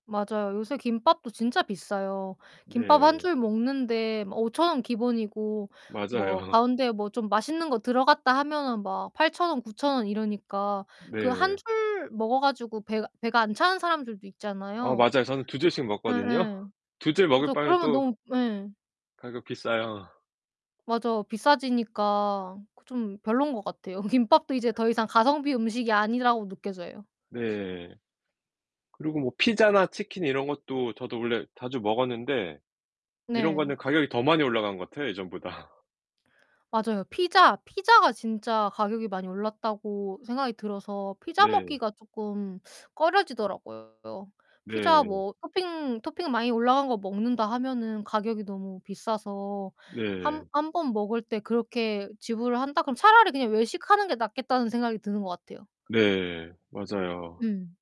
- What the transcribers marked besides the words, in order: other background noise; laughing while speaking: "맞아요"; laughing while speaking: "김밥도"; laughing while speaking: "예전보다"; distorted speech
- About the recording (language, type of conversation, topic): Korean, unstructured, 요즘 패스트푸드 가격이 너무 비싸다고 생각하시나요?